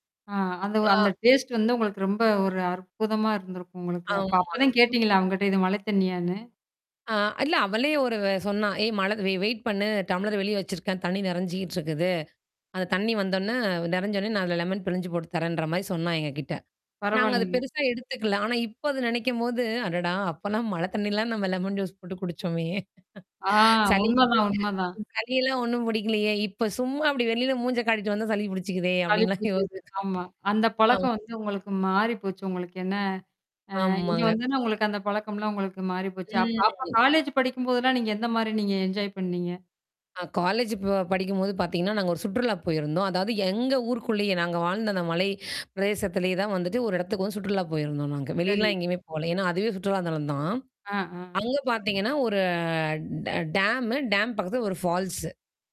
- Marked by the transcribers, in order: static; other background noise; tapping; in English: "டேஸ்ட்"; distorted speech; laughing while speaking: "ஜூஸ் போட்டு குடுச்சோமே. சளி கி … அப்படின்லாம் யோசிச்சோம். ஆ"; drawn out: "ம்"; in English: "என்ஜாய்"; drawn out: "ஒரு"; in English: "ஃபால்ஸ்"
- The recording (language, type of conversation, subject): Tamil, podcast, மழையில் சில நிமிடங்கள் வெளியில் நின்றால் உங்கள் மனம் எப்படி உணருகிறது?